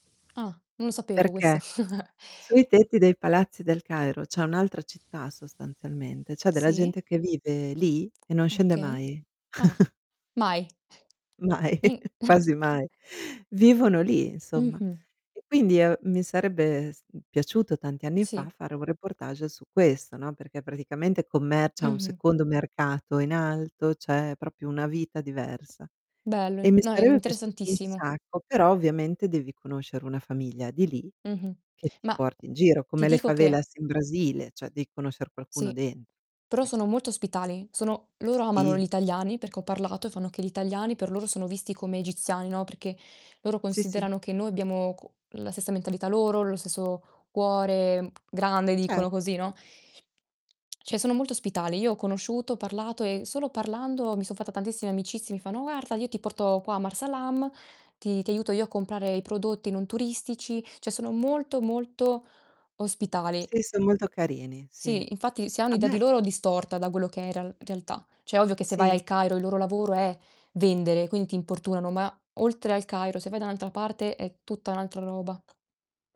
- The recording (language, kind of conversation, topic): Italian, unstructured, Qual è la cosa più sorprendente che hai imparato viaggiando?
- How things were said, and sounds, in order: distorted speech; tapping; chuckle; static; chuckle; other background noise; "proprio" said as "propio"; "Cioè" said as "ceh"; "Guarda" said as "guarfa"; "Cioè" said as "ceh"; "Cioè" said as "ceh"